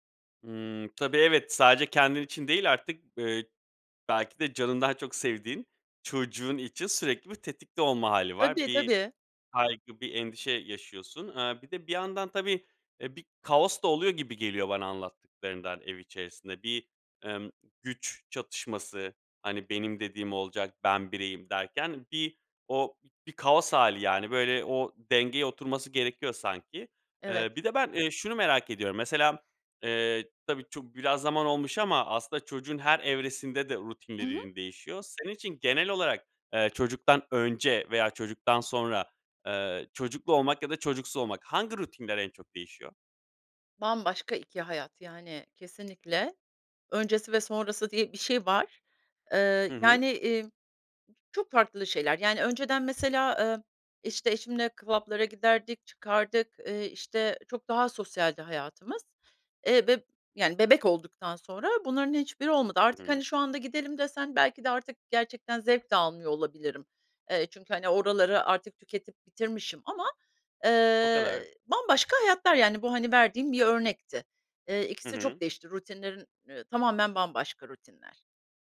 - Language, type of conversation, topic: Turkish, advice, Evde çocuk olunca günlük düzeniniz nasıl tamamen değişiyor?
- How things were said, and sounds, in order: tapping; "çok" said as "çuk"; "rutinlerin" said as "rutinleririn"; other background noise; in English: "kvab"; "club'lara" said as "kvab"